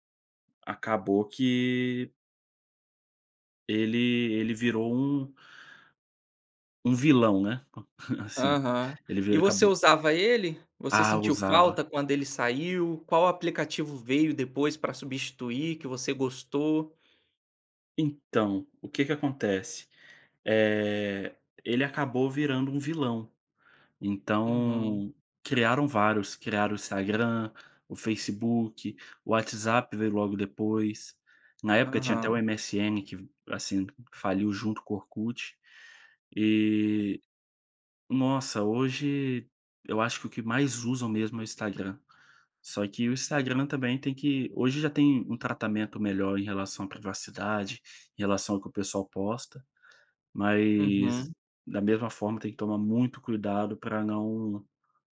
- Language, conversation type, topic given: Portuguese, podcast, Como a tecnologia mudou o seu dia a dia?
- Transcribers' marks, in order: chuckle